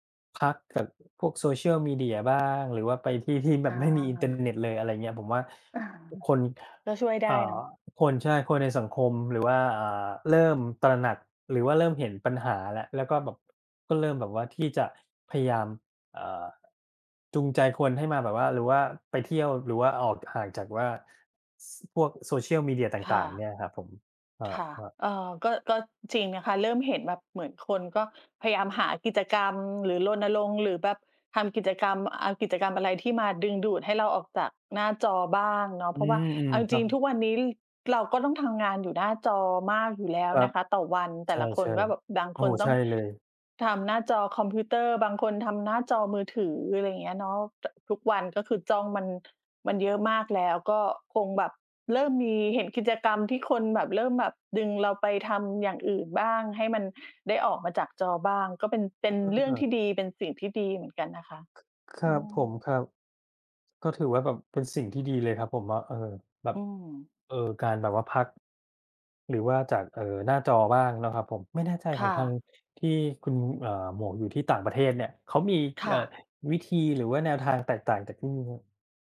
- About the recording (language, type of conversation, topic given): Thai, unstructured, คุณคิดว่าการใช้สื่อสังคมออนไลน์มากเกินไปทำให้เสียสมาธิไหม?
- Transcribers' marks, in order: laughing while speaking: "ไม่มี"; chuckle; tapping